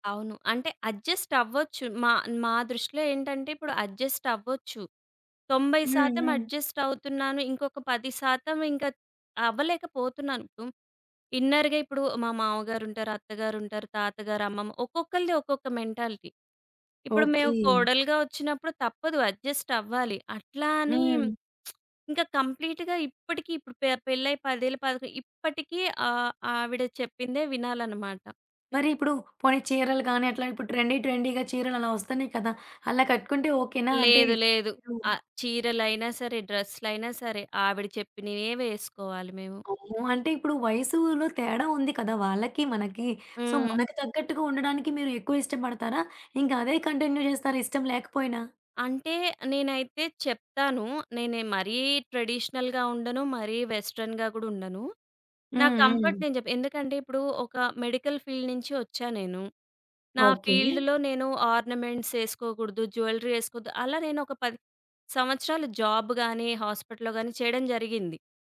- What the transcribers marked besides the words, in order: in English: "ఇన్నర్‌గా"; in English: "మెంటాలిటీ"; lip smack; in English: "కంప్లీట్‌గా"; in English: "ట్రెండీ ట్రెండీగా"; other background noise; in English: "సో"; in English: "కంటిన్యూ"; in English: "ట్రెడిషనల్‌గా"; in English: "వెస్టర్న్‌గా"; in English: "కంఫర్ట్"; in English: "మెడికల్ ఫీల్డ్"; in English: "ఫీల్డ్‌లో"; in English: "ఆర్నమెంట్స్"; in English: "జ్యువెల్లరీ"; in English: "జాబ్"; in English: "హాస్పిటల్‌లో"
- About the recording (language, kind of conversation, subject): Telugu, podcast, విభిన్న వయస్సులవారి మధ్య మాటలు అపార్థం కావడానికి ప్రధాన కారణం ఏమిటి?